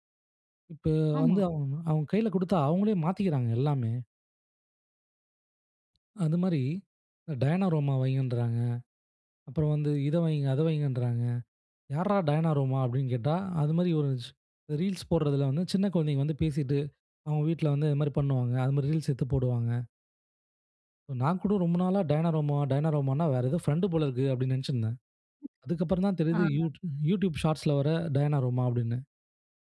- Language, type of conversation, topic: Tamil, podcast, சிறு கால வீடியோக்கள் முழுநீளத் திரைப்படங்களை மிஞ்சி வருகிறதா?
- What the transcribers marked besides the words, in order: other noise; in English: "டயனாரோமா"; in English: "டயனாரோமா"; other background noise